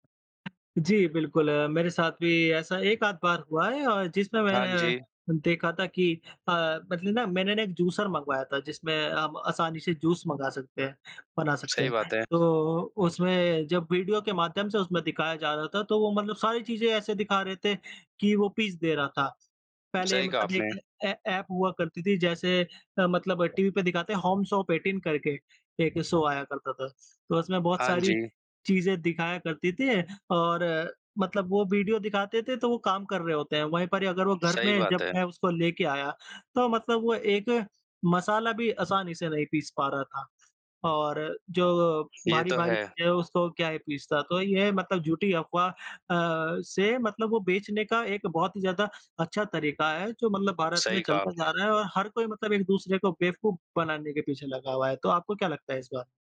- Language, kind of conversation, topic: Hindi, unstructured, क्या सोशल मीडिया झूठ और अफवाहें फैलाने में मदद कर रहा है?
- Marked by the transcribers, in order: in English: "शो"